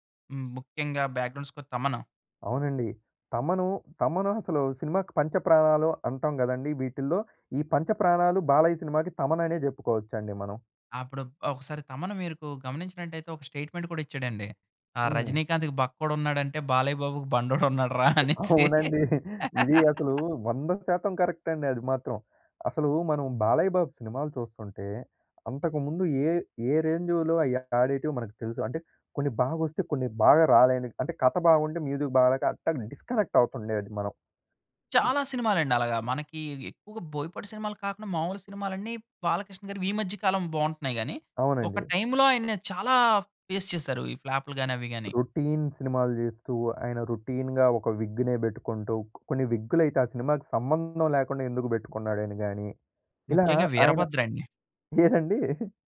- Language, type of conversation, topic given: Telugu, podcast, ఒక సినిమాకు సంగీతం ఎంత ముఖ్యమని మీరు భావిస్తారు?
- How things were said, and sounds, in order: in English: "బ్యాక్‌గ్రౌండ్ స్కోర్"; in English: "స్టేట్మెంట్"; chuckle; laughing while speaking: "అనేసి"; in English: "కరెక్ట్"; in English: "రేంజ్‌లో"; in English: "మ్యూజిక్"; in English: "డిస్కనెక్ట్"; other background noise; in English: "ఫేస్"; in English: "రొటీన్"; in English: "రొటీన్‌గా"; in English: "విగ్‌నే"; chuckle